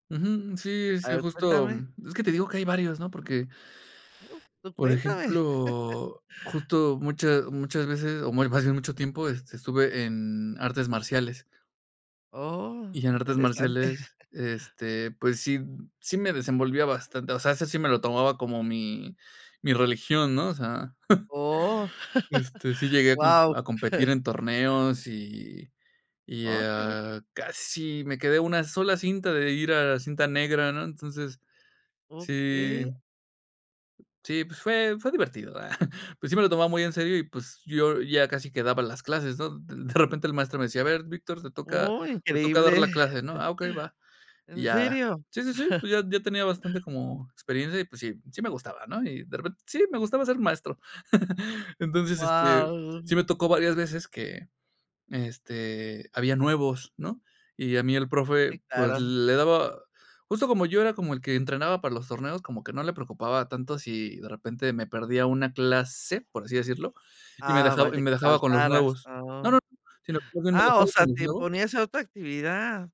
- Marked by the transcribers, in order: laugh; chuckle; chuckle; laugh; chuckle; giggle; chuckle; laugh
- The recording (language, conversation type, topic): Spanish, podcast, ¿Qué consejos darías a alguien que quiere compartir algo por primera vez?